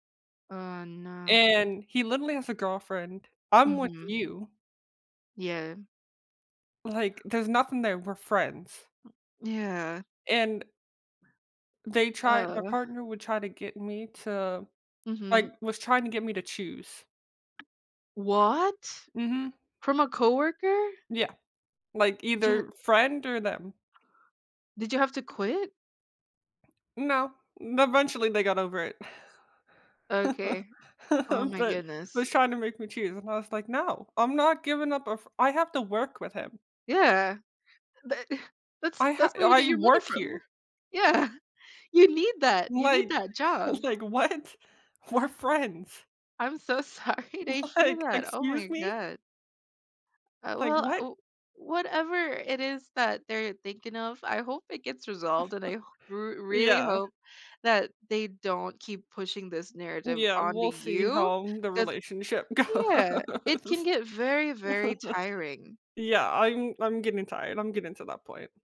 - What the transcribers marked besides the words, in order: tapping; other background noise; surprised: "What?"; chuckle; chuckle; laughing while speaking: "Yeah"; laughing while speaking: "like, what?"; laughing while speaking: "sorry"; laughing while speaking: "Like"; chuckle; laughing while speaking: "goes"; chuckle
- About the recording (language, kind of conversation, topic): English, unstructured, What steps can you take to build greater self-confidence in your daily life?
- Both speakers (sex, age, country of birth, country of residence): female, 20-24, Philippines, United States; female, 20-24, United States, United States